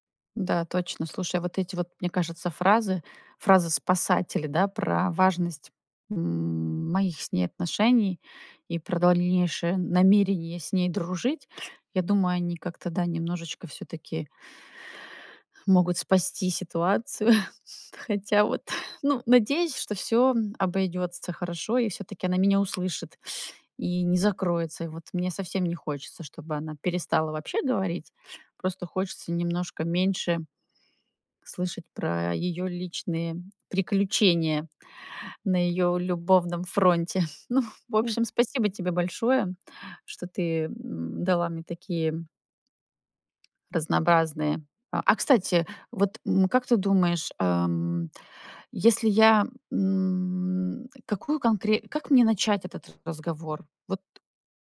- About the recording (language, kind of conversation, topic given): Russian, advice, Как мне правильно дистанцироваться от токсичного друга?
- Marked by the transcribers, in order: chuckle; chuckle; tapping